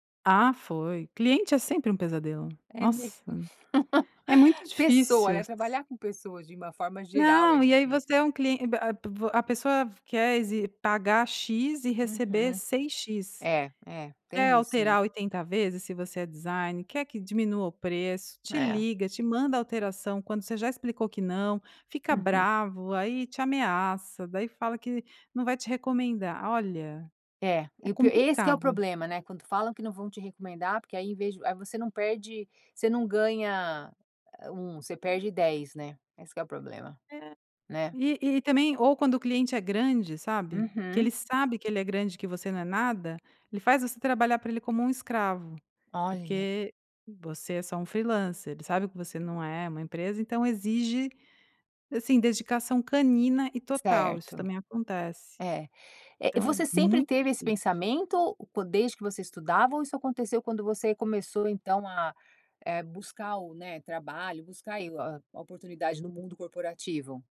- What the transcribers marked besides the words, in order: laughing while speaking: "mesmo"; tapping
- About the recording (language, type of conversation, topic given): Portuguese, podcast, Você valoriza mais estabilidade ou liberdade profissional?